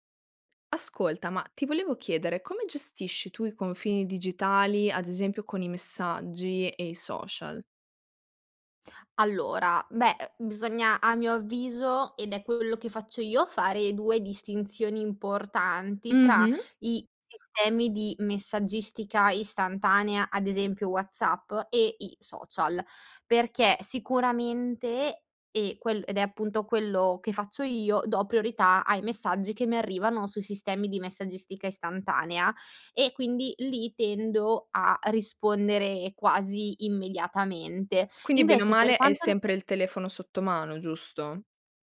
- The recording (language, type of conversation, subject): Italian, podcast, Come gestisci i limiti nella comunicazione digitale, tra messaggi e social media?
- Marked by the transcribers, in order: none